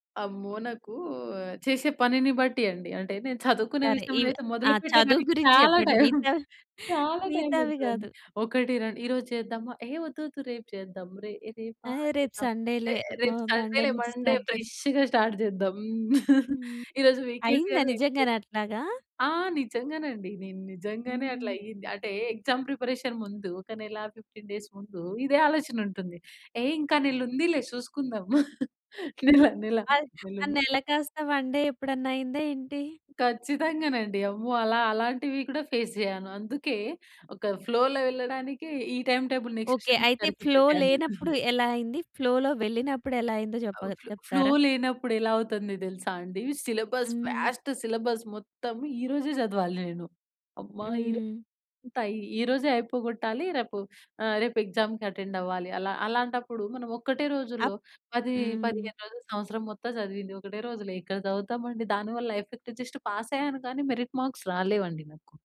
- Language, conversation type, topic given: Telugu, podcast, ఫ్లో స్థితిలో మునిగిపోయినట్టు అనిపించిన ఒక అనుభవాన్ని మీరు చెప్పగలరా?
- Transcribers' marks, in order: giggle; in English: "సండేలే"; in English: "మండే"; in English: "స్టార్ట్"; in English: "సండేలే. మండే ఫ్రెష్‌గా స్టార్ట్"; giggle; in English: "వీకెండ్"; in English: "ఎక్సామ్ ప్రిపరేషన్"; tapping; in English: "ఫిఫ్టీన్ డేస్"; giggle; in English: "వన్ డే"; in English: "ఫేస్"; in English: "ఫ్లోలో"; in English: "టైమ్ టేబుల్ నెక్స్ట్ సెమిస్టర్‌కి"; in English: "ఫ్లో"; chuckle; in English: "ఫ్లోలో"; in English: "ఫ్లో, ఫ్లో"; in English: "సిలబస్ వాస్ట్ సిలబస్"; in English: "ఎక్సామ్‌కి అటెండ్"; in English: "ఎఫెక్ట్ జస్ట్ పాస్"; in English: "మెరిట్ మార్క్స్"